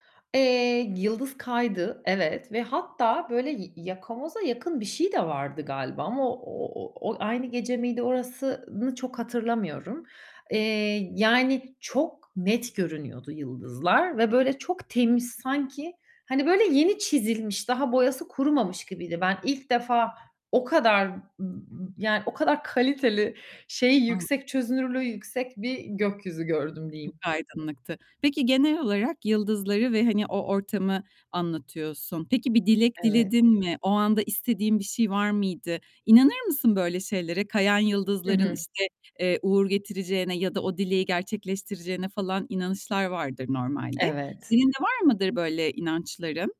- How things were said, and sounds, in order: distorted speech; tapping
- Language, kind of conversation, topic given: Turkish, podcast, Yıldızları izlerken yaşadığın en özel an neydi?